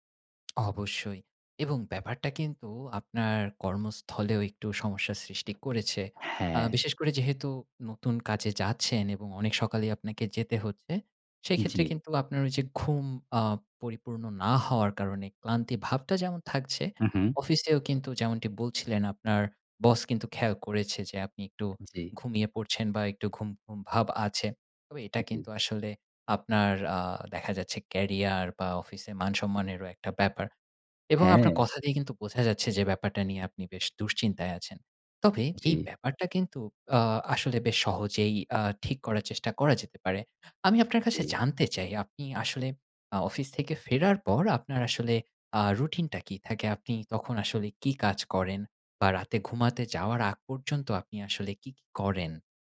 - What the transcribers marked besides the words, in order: none
- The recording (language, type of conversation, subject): Bengali, advice, সকাল ওঠার রুটিন বানালেও আমি কেন তা টিকিয়ে রাখতে পারি না?